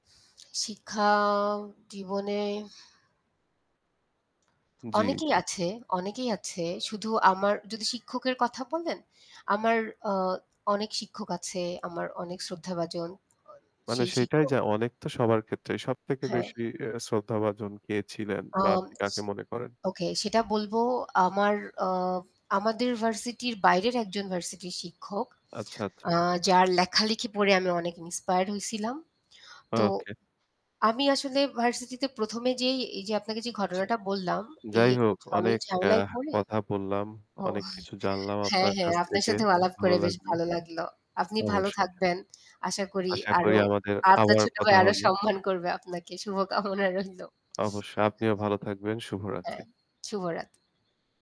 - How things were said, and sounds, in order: static; other background noise; distorted speech; horn; laughing while speaking: "ওহ হ্যাঁ, হ্যাঁ"; tapping; laughing while speaking: "আপনার ছোট ভাই আরও সম্মান করবে আপনাকে। শুভকামনা রইলো"; chuckle
- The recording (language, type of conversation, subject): Bengali, unstructured, আপনি কীভাবে অন্যদের প্রতি শ্রদ্ধা দেখান?